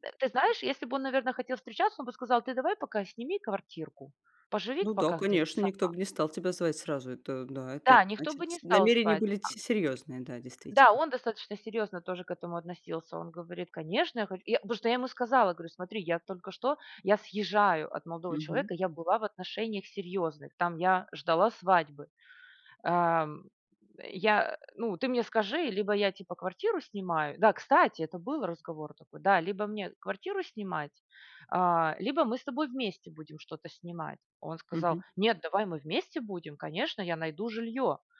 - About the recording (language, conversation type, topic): Russian, podcast, Какая ошибка дала тебе самый ценный урок?
- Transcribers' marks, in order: none